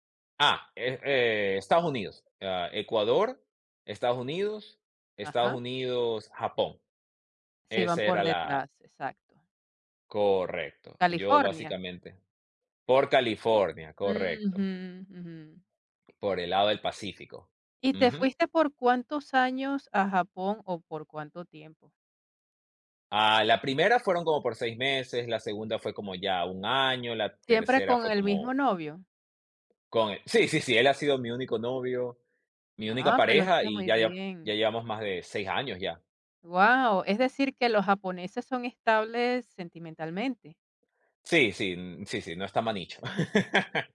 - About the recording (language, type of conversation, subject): Spanish, podcast, ¿Te ha pasado que conociste a alguien justo cuando más lo necesitabas?
- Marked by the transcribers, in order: tapping; laugh